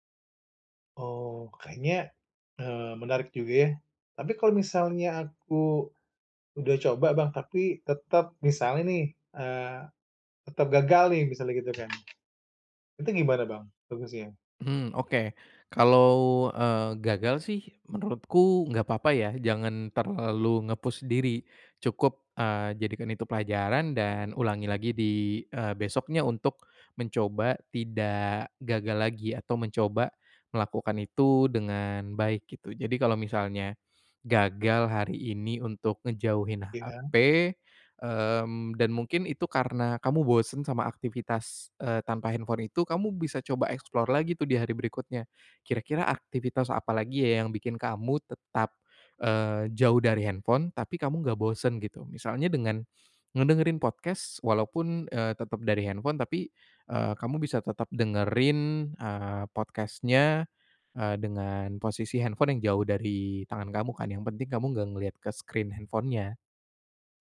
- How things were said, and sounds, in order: tapping; in English: "nge-push"; in English: "explore"; in English: "podcast"; in English: "podcast-nya"; in English: "screen"
- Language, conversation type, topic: Indonesian, advice, Bagaimana cara membangun kebiasaan disiplin diri yang konsisten?